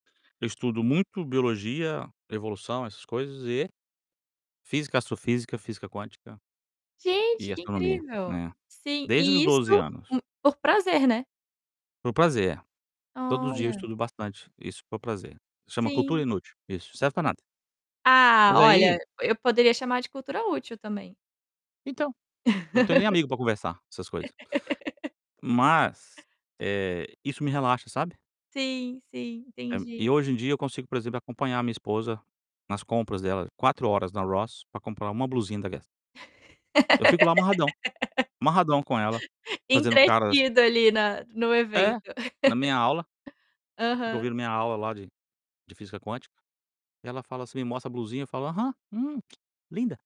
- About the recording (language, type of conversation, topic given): Portuguese, podcast, Como você costuma lidar com a ansiedade quando ela aparece?
- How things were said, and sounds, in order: other background noise; tapping; laugh; laugh; chuckle; tongue click